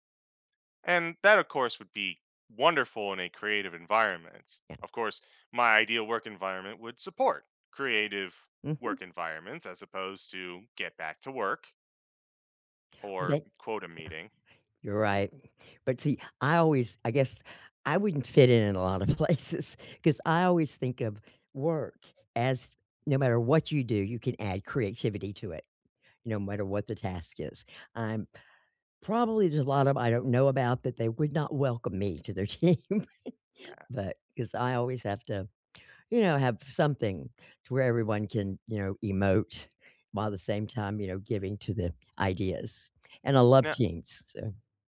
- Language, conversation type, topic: English, unstructured, What does your ideal work environment look like?
- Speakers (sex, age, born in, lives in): female, 65-69, United States, United States; male, 35-39, United States, United States
- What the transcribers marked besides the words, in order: laughing while speaking: "places"; laughing while speaking: "team"; chuckle